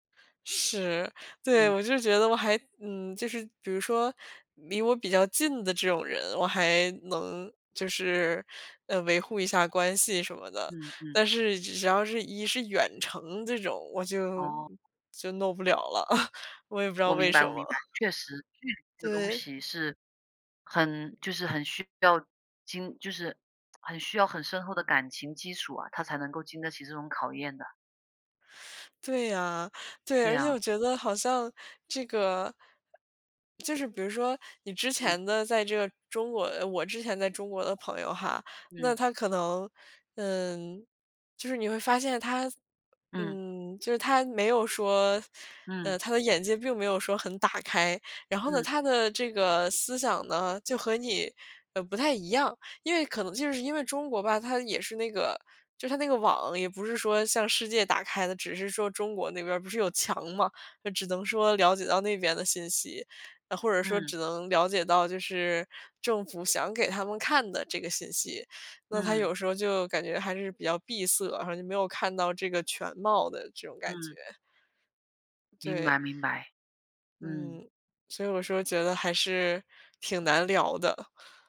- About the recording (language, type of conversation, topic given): Chinese, unstructured, 朋友之间如何保持长久的友谊？
- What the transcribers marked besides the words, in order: laugh; chuckle; throat clearing; lip smack; other background noise; tapping